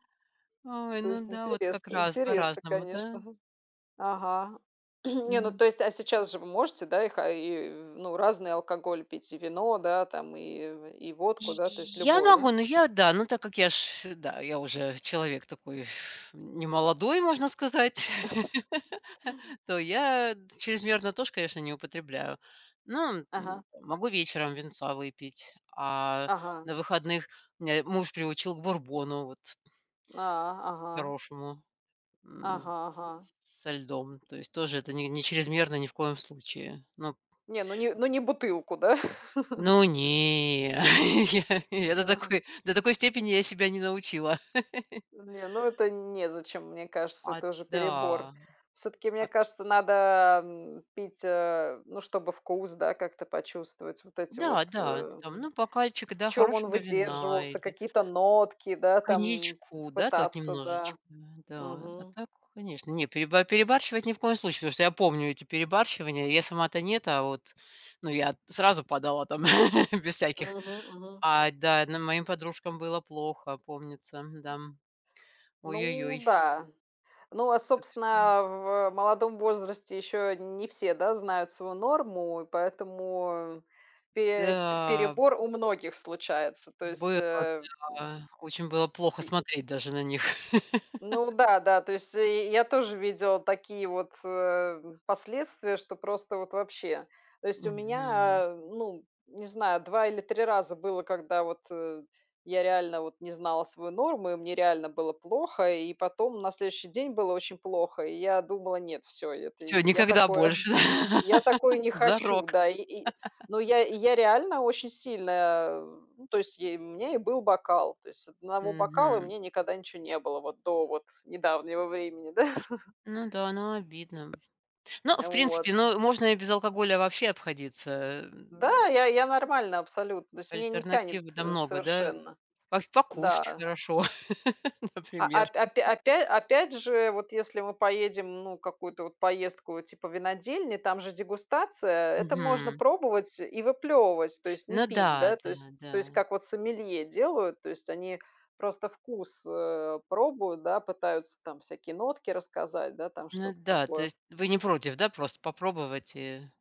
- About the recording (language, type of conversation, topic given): Russian, unstructured, Как вы относитесь к чрезмерному употреблению алкоголя на праздниках?
- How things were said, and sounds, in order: throat clearing; other background noise; chuckle; laugh; tapping; laughing while speaking: "да?"; chuckle; drawn out: "не"; laugh; laughing while speaking: "Не до такой"; laugh; laugh; laugh; chuckle; laugh; laughing while speaking: "зарок"; laugh; sad: "Ну да, ну обидно"; laughing while speaking: "да"; chuckle; laugh